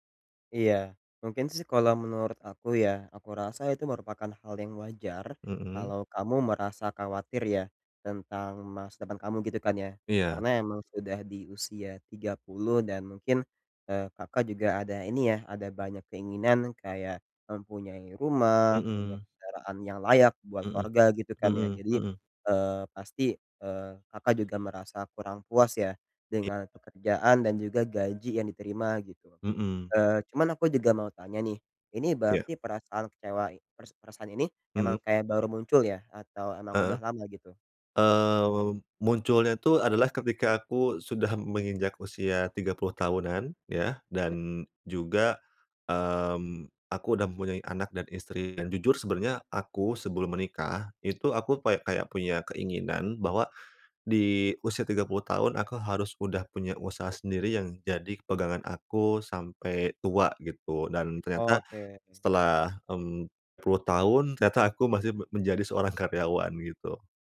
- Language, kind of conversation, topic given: Indonesian, advice, Bagaimana cara mengelola kekecewaan terhadap masa depan saya?
- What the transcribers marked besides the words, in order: horn; other background noise